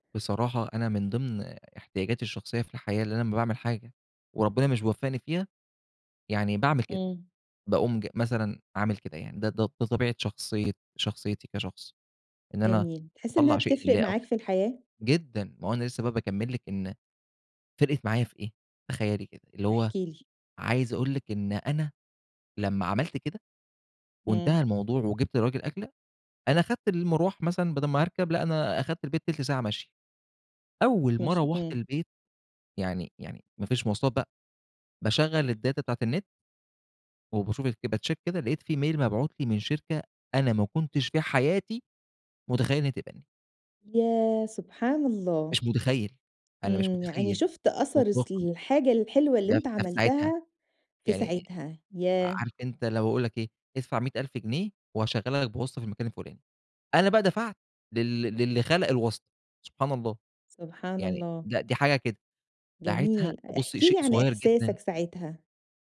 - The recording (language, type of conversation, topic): Arabic, podcast, إيه أصغر حاجة بسيطة بتخليك تبتسم من غير سبب؟
- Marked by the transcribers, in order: other background noise; in English: "الdata"; in English: "بcheck"; in English: "mail"